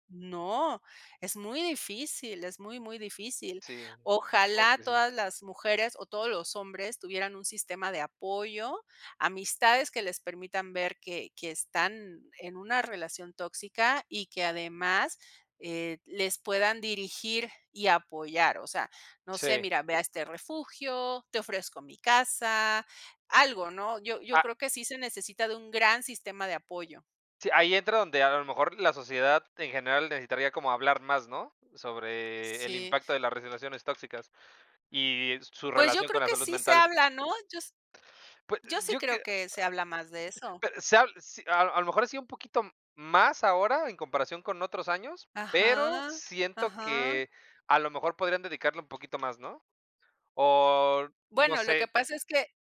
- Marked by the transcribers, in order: tapping; other noise; other background noise
- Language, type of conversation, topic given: Spanish, unstructured, ¿Crees que las relaciones tóxicas afectan mucho la salud mental?